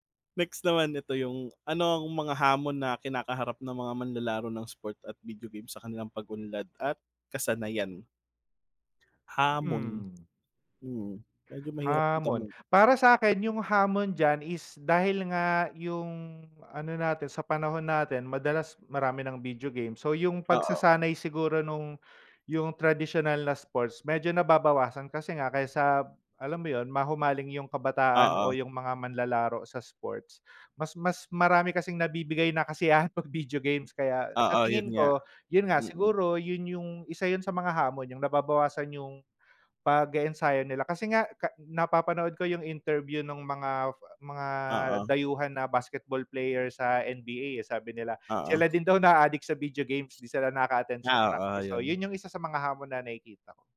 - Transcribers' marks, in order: none
- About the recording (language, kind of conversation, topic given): Filipino, unstructured, Ano ang mas nakakaengganyo para sa iyo: paglalaro ng palakasan o mga larong bidyo?